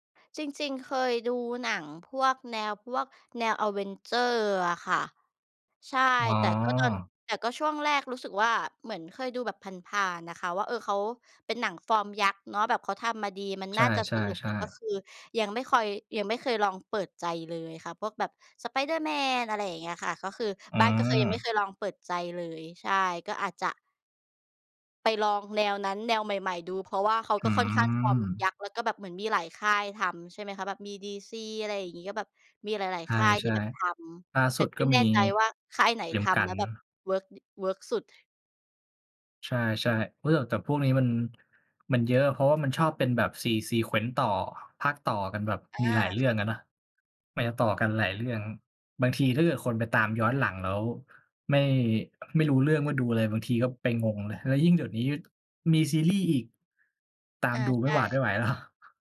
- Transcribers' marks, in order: in English: "se sequence"; "เป็น" said as "เป็ง"; laughing while speaking: "แล้ว"
- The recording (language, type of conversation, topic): Thai, unstructured, คุณชอบดูหนังหรือซีรีส์แนวไหนมากที่สุด?